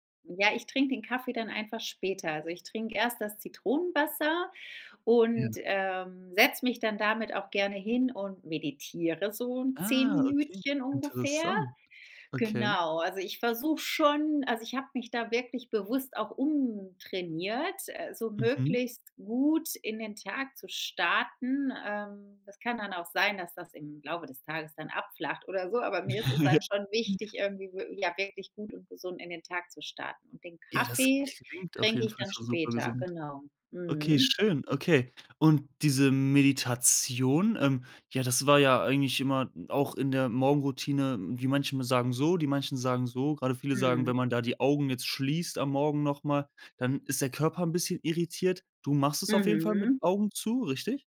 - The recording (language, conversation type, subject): German, podcast, Wie sieht dein Morgenritual an einem normalen Wochentag aus?
- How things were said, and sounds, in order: other background noise; chuckle